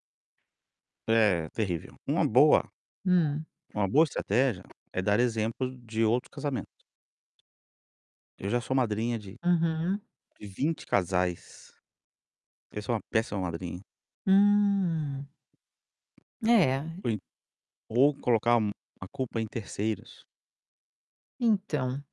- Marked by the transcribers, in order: other background noise; distorted speech; tapping
- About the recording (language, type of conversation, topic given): Portuguese, advice, Como posso recusar convites sociais quando estou ansioso ou cansado?